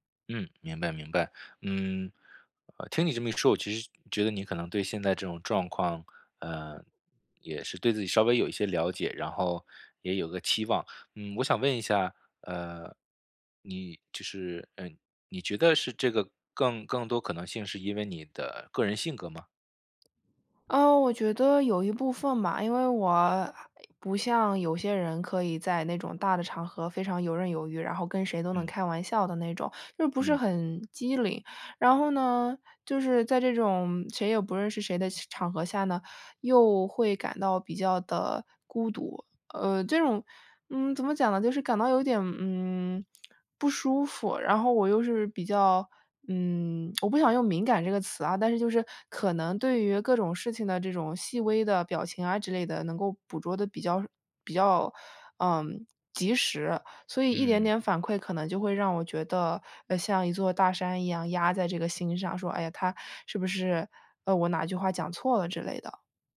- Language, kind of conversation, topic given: Chinese, advice, 社交场合出现尴尬时我该怎么做？
- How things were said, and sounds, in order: none